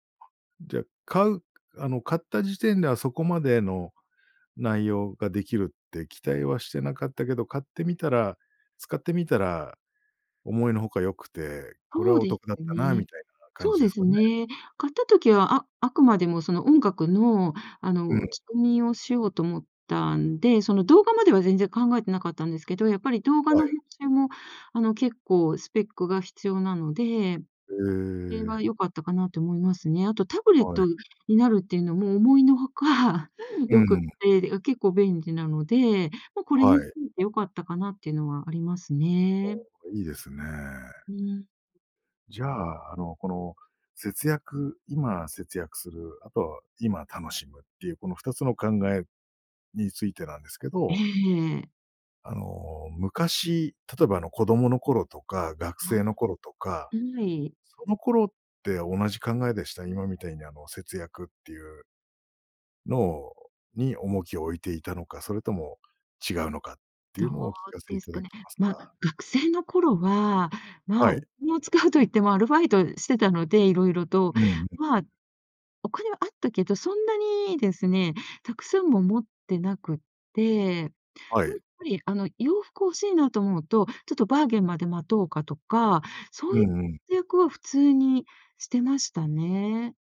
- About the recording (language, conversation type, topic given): Japanese, podcast, 今のうちに節約する派？それとも今楽しむ派？
- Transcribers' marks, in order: tapping; laughing while speaking: "思いのほか"; other background noise